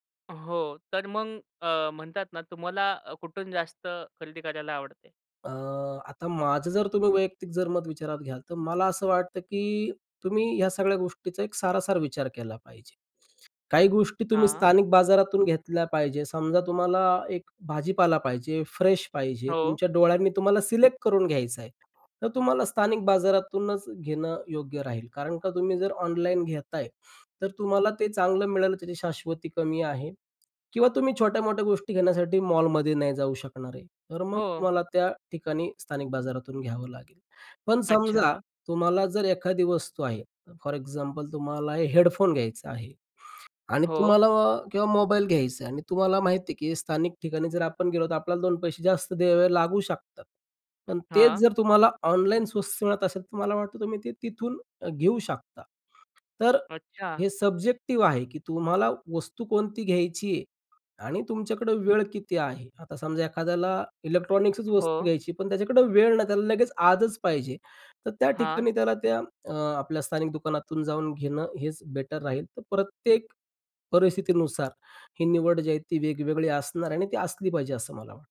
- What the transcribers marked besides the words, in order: other background noise
- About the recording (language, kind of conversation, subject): Marathi, podcast, स्थानिक बाजारातून खरेदी करणे तुम्हाला अधिक चांगले का वाटते?